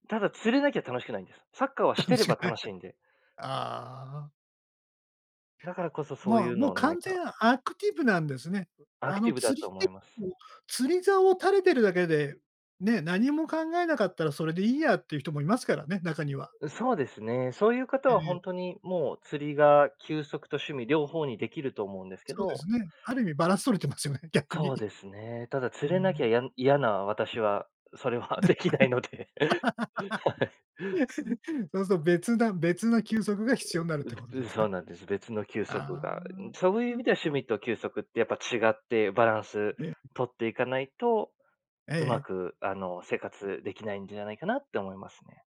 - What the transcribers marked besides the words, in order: laughing while speaking: "楽しくな"; chuckle; tapping; other noise; laughing while speaking: "それはできないので。はい"; laugh
- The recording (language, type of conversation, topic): Japanese, podcast, 趣味と休息、バランスの取り方は？